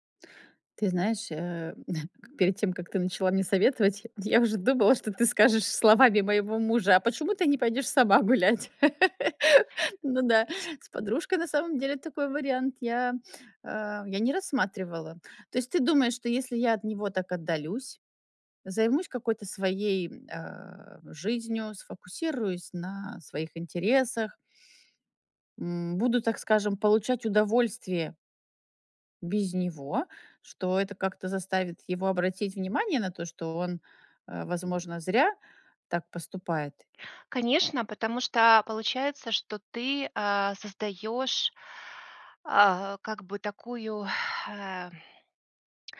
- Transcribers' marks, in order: chuckle; laughing while speaking: "я уже думала, что ты … пойдёшь сама гулять?"; other background noise; laugh; tapping
- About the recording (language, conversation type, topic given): Russian, advice, Почему я постоянно совершаю импульсивные покупки и потом жалею об этом?